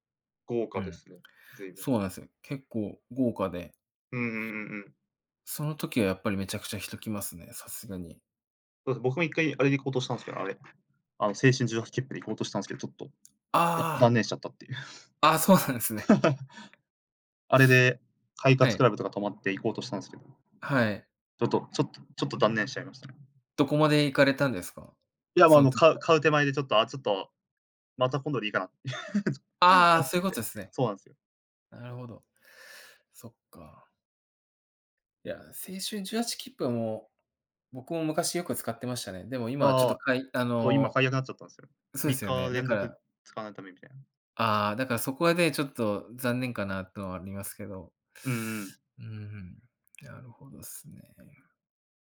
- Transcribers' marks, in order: other background noise; tapping; laughing while speaking: "そうなんですね"; laughing while speaking: "ていう"; chuckle; chuckle
- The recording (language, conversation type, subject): Japanese, unstructured, 地域のおすすめスポットはどこですか？